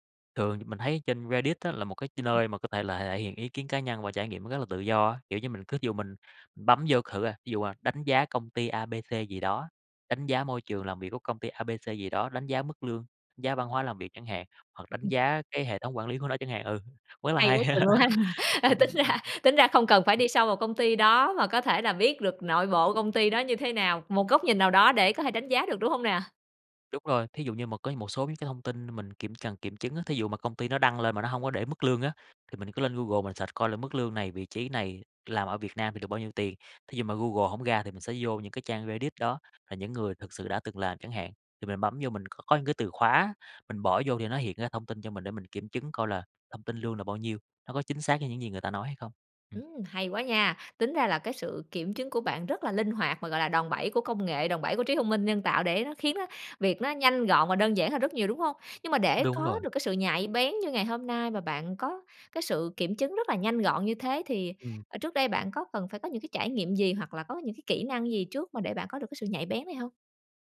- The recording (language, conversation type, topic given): Vietnamese, podcast, Bạn có mẹo kiểm chứng thông tin đơn giản không?
- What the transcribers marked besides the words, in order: other background noise; laugh; laughing while speaking: "Ờ, tính ra"; laugh; in English: "search"